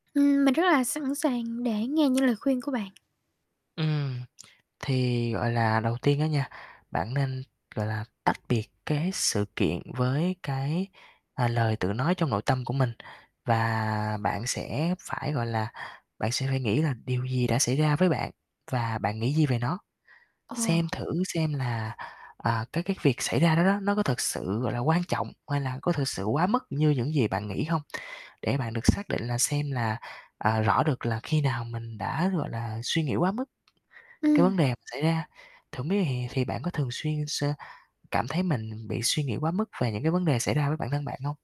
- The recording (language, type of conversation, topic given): Vietnamese, advice, Bạn thường tự chỉ trích bản thân quá mức như thế nào sau những thất bại nhỏ?
- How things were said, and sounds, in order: other background noise; tapping; static